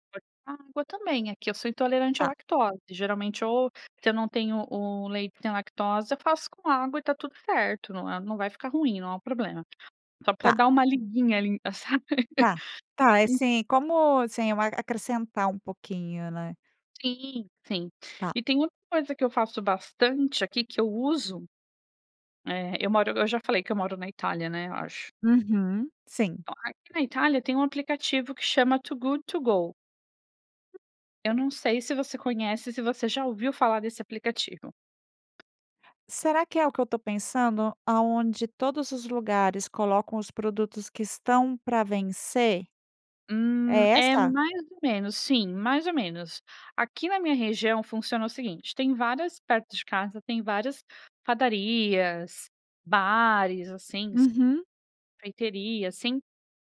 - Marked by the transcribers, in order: giggle; other background noise; tapping
- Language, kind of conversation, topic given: Portuguese, podcast, Como reduzir o desperdício de comida no dia a dia?